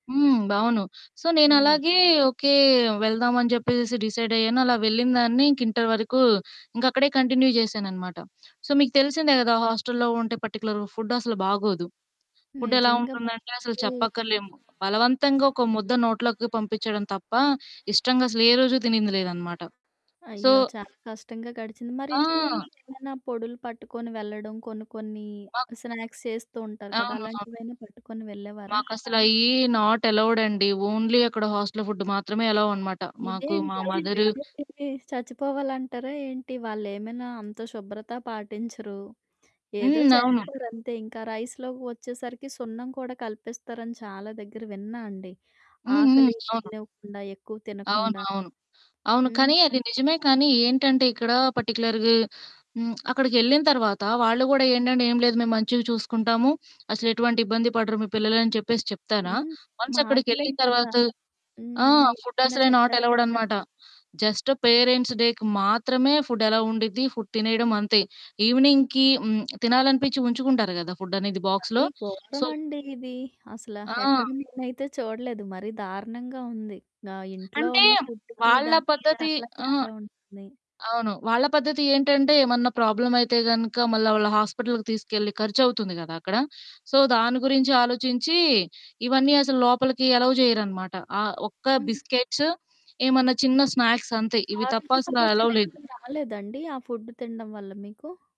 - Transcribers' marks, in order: "అవును" said as "బవును"; in English: "సో"; other background noise; in English: "ఇంటర్"; in English: "కంటిన్యూ"; in English: "సో"; in English: "హాస్టల్‌లో"; in English: "పర్టిక్యులర్‌గా"; static; tapping; in English: "సో"; in English: "స్నాక్స్"; in English: "నాట్"; in English: "ఓన్లీ"; in English: "హాస్టల్"; in English: "అలో"; background speech; in English: "రైస్‌లోకి"; in English: "పర్టిక్యులర్‌గా"; in English: "వన్స్"; in English: "పేరెంట్స్ డేకి"; in English: "అలో"; in English: "ఫుడ్"; in English: "ఈవెనింగ్‌కి"; in English: "బాక్స్‌లో. సో"; in English: "ప్రాబ్లమ్"; in English: "హాస్పిటల్‌కి"; in English: "సో"; in English: "ఎలవ్"; in English: "బిస్కెట్స్"; in English: "స్నాక్స్"; in English: "అలవ్‌లేదు"
- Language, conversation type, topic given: Telugu, podcast, ఇంట్లోని వాసనలు మీకు ఎలాంటి జ్ఞాపకాలను గుర్తుకు తెస్తాయి?